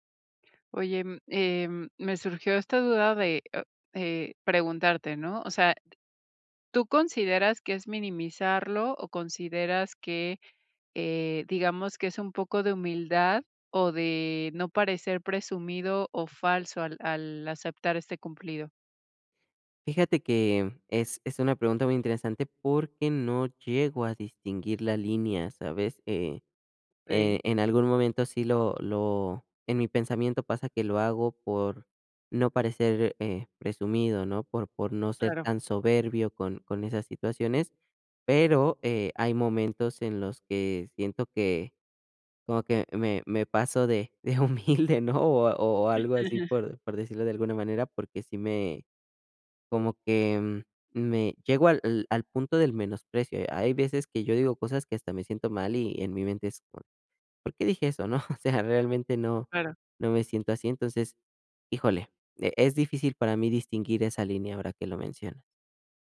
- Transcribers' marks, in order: other noise; laughing while speaking: "de humilde, ¿no?"; chuckle; laughing while speaking: "O sea"
- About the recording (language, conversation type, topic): Spanish, advice, ¿Cómo puedo aceptar cumplidos con confianza sin sentirme incómodo ni minimizarlos?